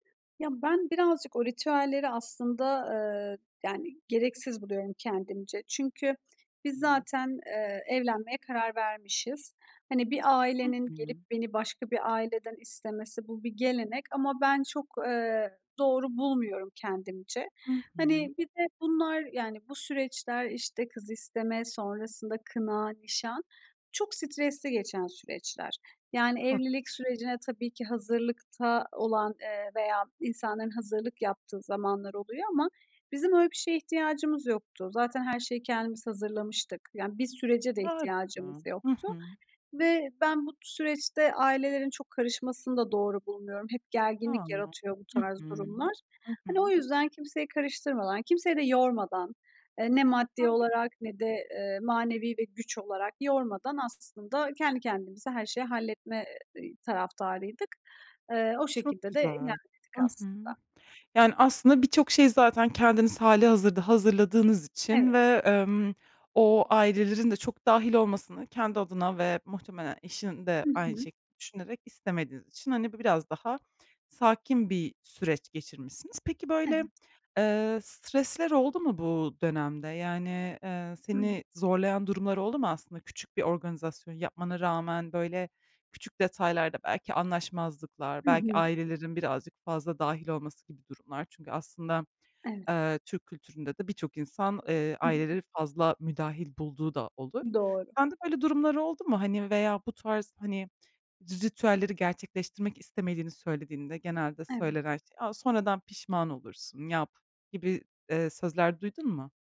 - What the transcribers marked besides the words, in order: unintelligible speech; other background noise; tapping; unintelligible speech
- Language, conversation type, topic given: Turkish, podcast, Bir düğün ya da kutlamada herkesin birlikteymiş gibi hissettiği o anı tarif eder misin?